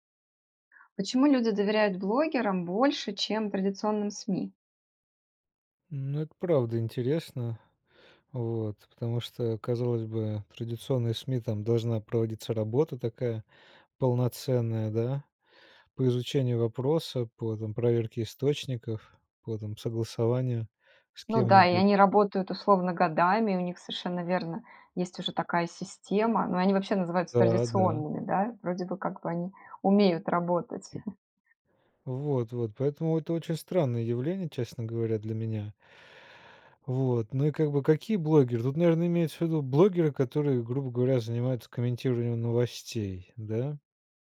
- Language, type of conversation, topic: Russian, podcast, Почему люди доверяют блогерам больше, чем традиционным СМИ?
- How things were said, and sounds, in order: tapping; chuckle